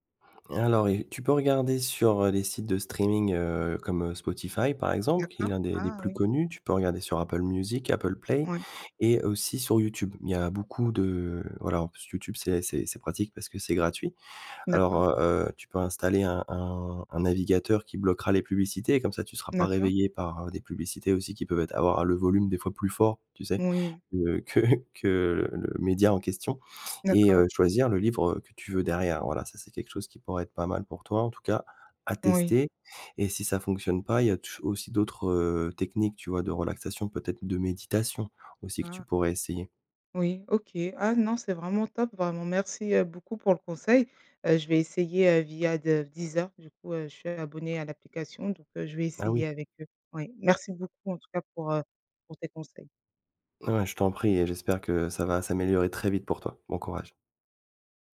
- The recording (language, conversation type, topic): French, advice, Pourquoi ma routine matinale chaotique me fait-elle commencer la journée en retard ?
- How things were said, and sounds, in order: stressed: "méditation"